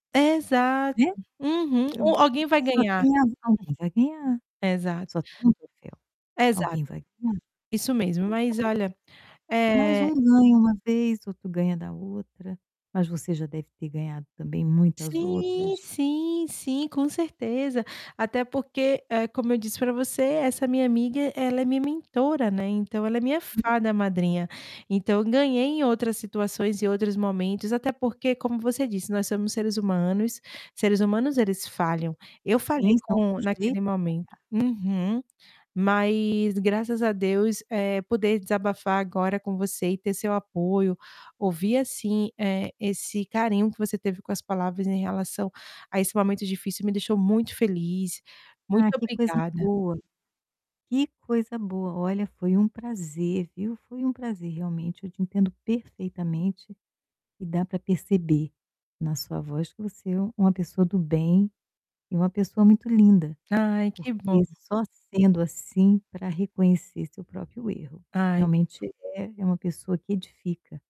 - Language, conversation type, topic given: Portuguese, advice, Como você se sentiu ao ter ciúmes do sucesso ou das conquistas de um amigo?
- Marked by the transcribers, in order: static; distorted speech; other background noise; unintelligible speech